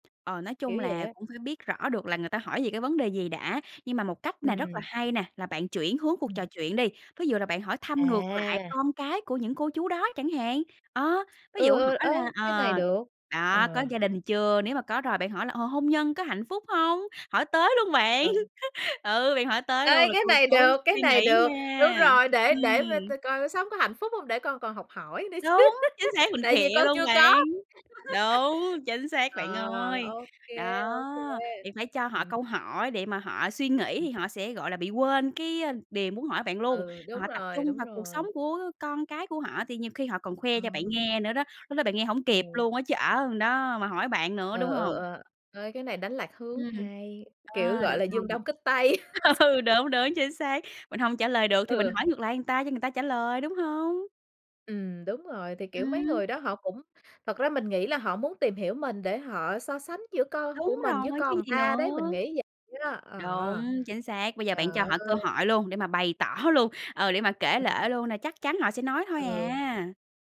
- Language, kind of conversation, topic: Vietnamese, advice, Bạn cảm thấy bị đánh giá như thế nào vì không muốn có con?
- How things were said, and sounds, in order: tapping; laughing while speaking: "bạn"; chuckle; laughing while speaking: "được"; other background noise; laughing while speaking: "chứ"; laugh; unintelligible speech; laughing while speaking: "Ừ"; laughing while speaking: "tây"; other noise; "người" said as "ừn"; laughing while speaking: "tỏ"